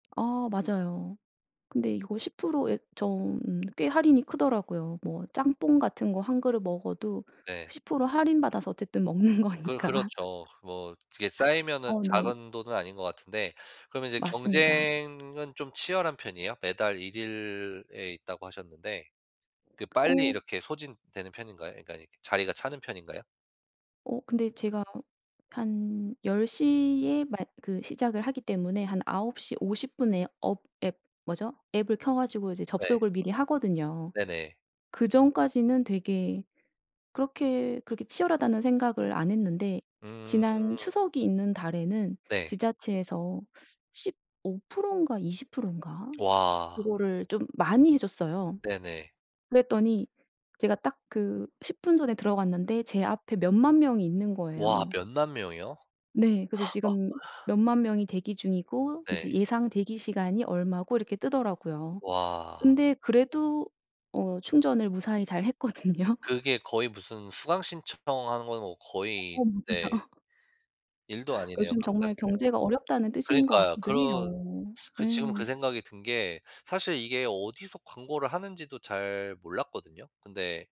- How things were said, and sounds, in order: other background noise; laughing while speaking: "먹는 거니까"; laugh; laugh; laughing while speaking: "잘했거든요"; laugh; tapping
- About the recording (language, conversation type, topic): Korean, podcast, 집에서 식비를 절약할 수 있는 실용적인 방법이 있나요?